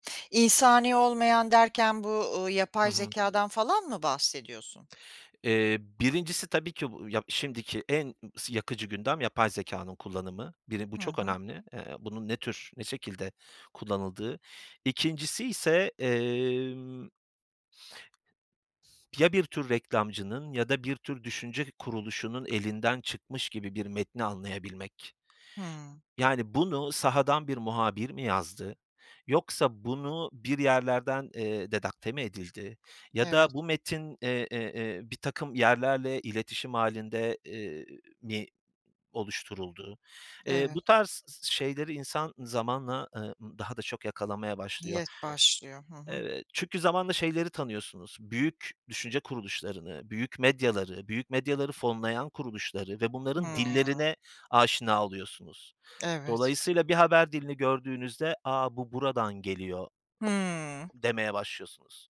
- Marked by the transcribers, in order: sniff; other noise; "redakte" said as "dedakte"; other background noise
- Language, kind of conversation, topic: Turkish, podcast, Bilgiye ulaşırken güvenilir kaynakları nasıl seçiyorsun?